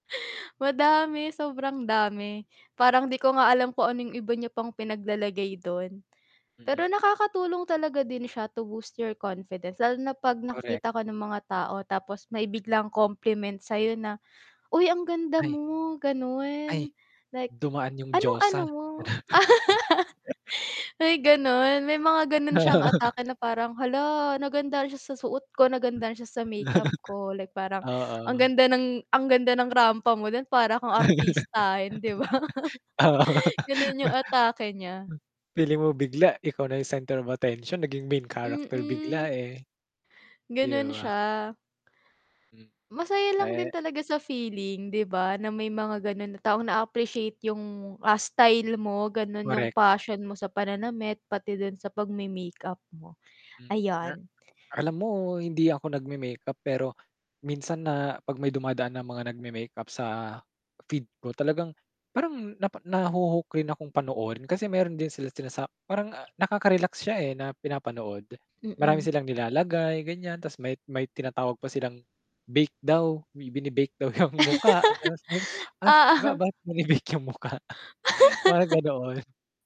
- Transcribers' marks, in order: distorted speech; in English: "to boost your confidence"; static; laugh; giggle; chuckle; chuckle; laugh; laughing while speaking: "Oo, pa"; laughing while speaking: "'di ba?"; chuckle; other background noise; tapping; chuckle; laughing while speaking: "'yang mukha"; unintelligible speech; laughing while speaking: "binebake 'yung mukha? Mga ganoon"; chuckle
- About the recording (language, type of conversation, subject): Filipino, podcast, Paano nagbago ang pananamit mo dahil sa midyang panlipunan o sa mga tagaimpluwensiya?